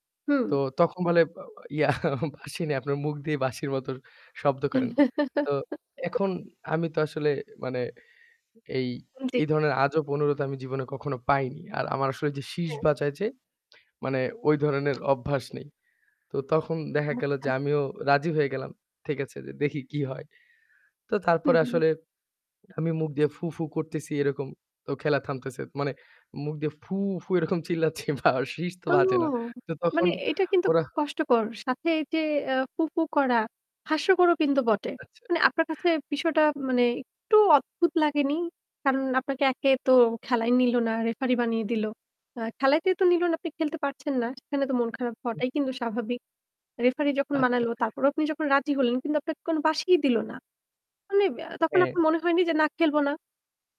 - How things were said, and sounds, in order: static; laugh; giggle; distorted speech; joyful: "ও"
- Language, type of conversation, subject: Bengali, podcast, একলা ভ্রমণে আপনার সবচেয়ে মজার ঘটনাটা কী ছিল?